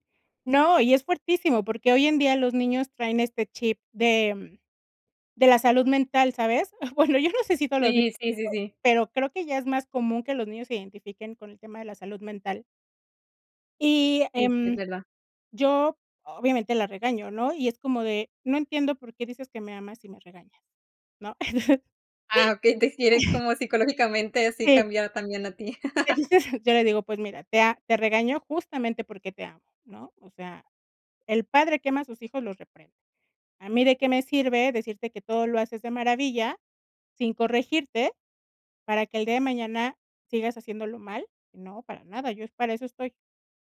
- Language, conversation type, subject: Spanish, podcast, ¿Cómo describirías una buena comunicación familiar?
- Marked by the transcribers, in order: laughing while speaking: "Bueno"; chuckle; laughing while speaking: "Le dices"; chuckle